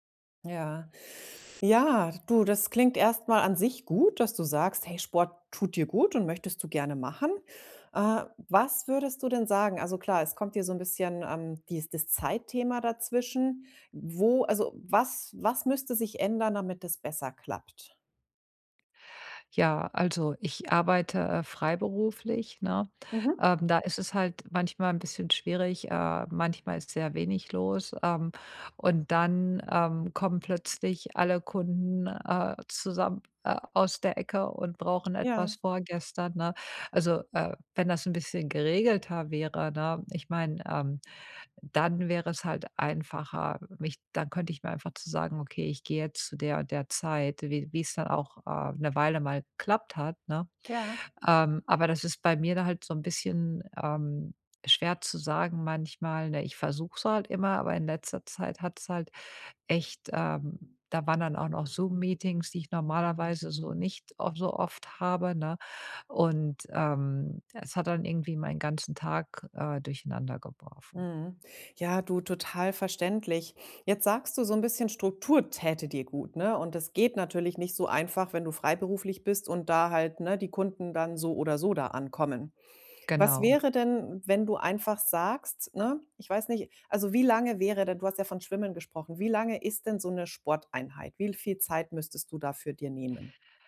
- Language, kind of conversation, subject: German, advice, Wie finde ich die Motivation, regelmäßig Sport zu treiben?
- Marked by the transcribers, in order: other background noise; trusting: "Ja, du, total verständlich"